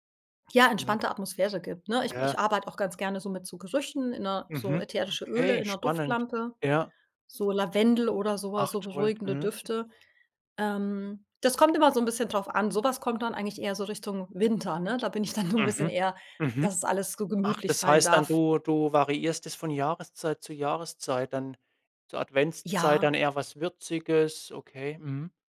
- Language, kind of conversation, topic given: German, podcast, Welche Routinen helfen dir, abends offline zu bleiben?
- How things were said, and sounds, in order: laughing while speaking: "dann so"